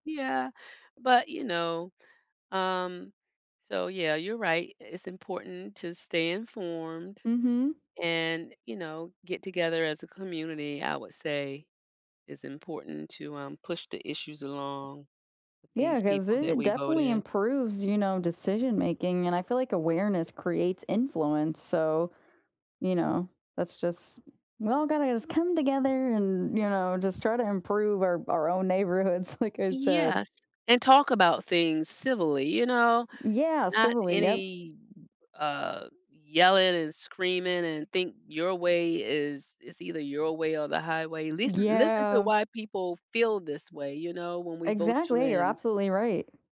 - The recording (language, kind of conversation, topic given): English, unstructured, What role should citizens play beyond just voting?
- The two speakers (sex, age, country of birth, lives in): female, 20-24, United States, United States; female, 60-64, United States, United States
- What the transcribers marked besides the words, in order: tapping; put-on voice: "Well, gotta just come together"; drawn out: "Yeah"